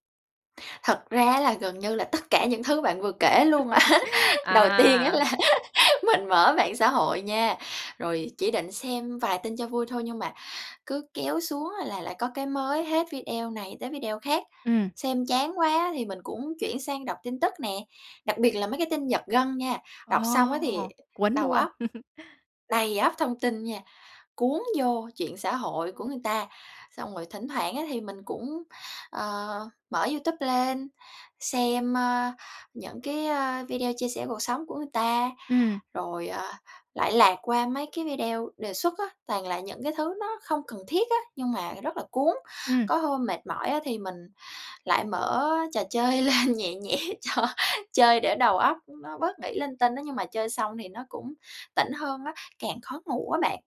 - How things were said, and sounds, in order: tapping; laugh; laughing while speaking: "tiên á là"; laugh; "video" said as "vi đeo"; "video" said as "vi đeo"; laugh; "video" said as "vi đeo"; "video" said as "vi đeo"; laughing while speaking: "lên nhẹ nhẹ cho"
- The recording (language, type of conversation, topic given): Vietnamese, advice, Làm thế nào để giảm thời gian dùng điện thoại vào buổi tối để ngủ ngon hơn?